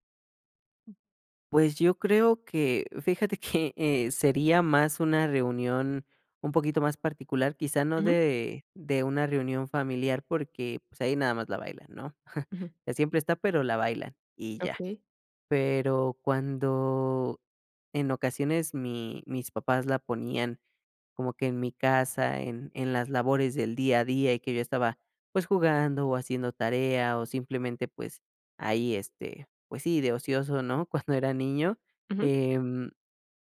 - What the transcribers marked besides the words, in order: other background noise; chuckle; chuckle; laughing while speaking: "Cuando"
- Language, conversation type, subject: Spanish, podcast, ¿Qué canción siempre suena en reuniones familiares?